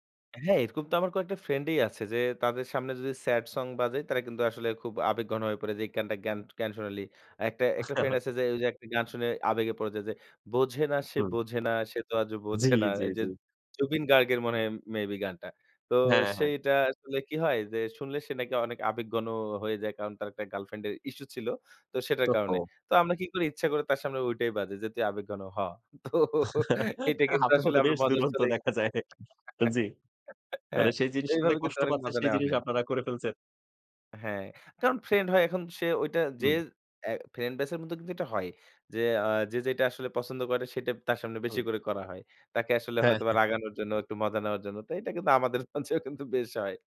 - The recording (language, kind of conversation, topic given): Bengali, podcast, একটা গান কীভাবে আমাদের স্মৃতি জাগিয়ে তোলে?
- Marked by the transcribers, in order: laughing while speaking: "আচ্ছা"; chuckle; laughing while speaking: "আপনারাতো বেশ দুরন্ত দেখা যায়। জ্বি"; laughing while speaking: "তো এটা কিন্তু আসলে"; chuckle; laughing while speaking: "মাঝেও কিন্তু বেশ হয়"